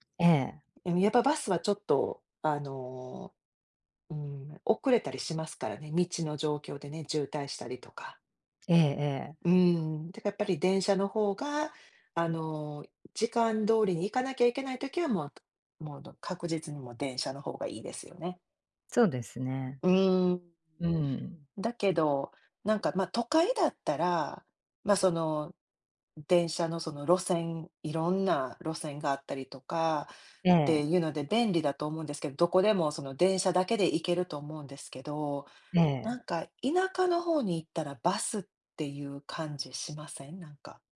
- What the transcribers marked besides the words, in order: none
- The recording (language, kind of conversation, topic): Japanese, unstructured, 電車とバスでは、どちらの移動手段がより便利ですか？